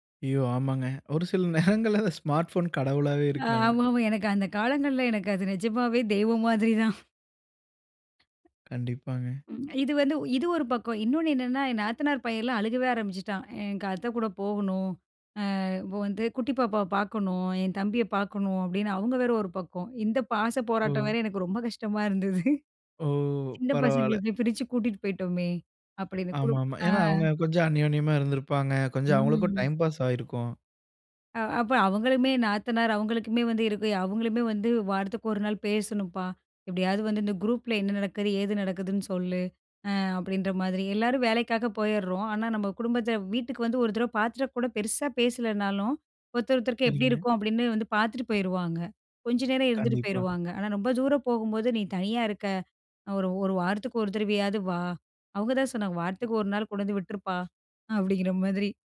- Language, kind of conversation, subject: Tamil, podcast, பணிக்கு இடம் மாறினால் உங்கள் குடும்ப வாழ்க்கையுடன் சமநிலையை எப்படி காக்கிறீர்கள்?
- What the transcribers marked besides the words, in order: laughing while speaking: "நேரங்கள்ல அந்த ஸ்மார்ட் போன் கடவுளாவே இருக்கு நமக்கு"; laughing while speaking: "தெய்வம் மாதிரி தான்"; tapping; drawn out: "ஓ!"; chuckle; in English: "ம்"; in English: "டைம் பாஸ்"